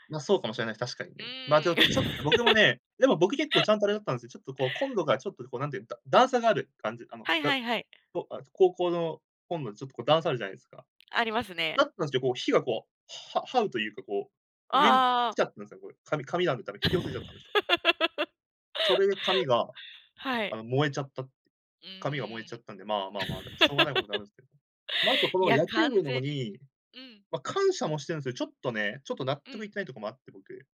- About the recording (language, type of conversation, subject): Japanese, podcast, 料理でやらかしてしまった面白い失敗談はありますか？
- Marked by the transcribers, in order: laugh; other noise; "来ちゃったんですね" said as "来ちゃったねすね"; laugh; laugh; "子" said as "ご"